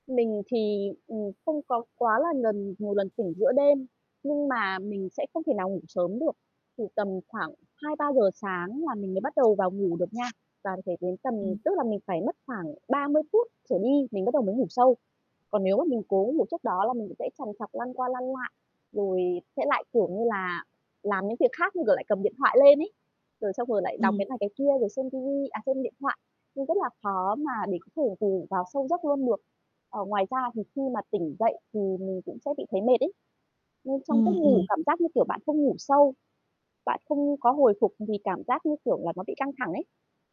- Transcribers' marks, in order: static; other background noise; tapping
- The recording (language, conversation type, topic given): Vietnamese, advice, Ngủ trưa quá nhiều ảnh hưởng đến giấc ngủ ban đêm của bạn như thế nào?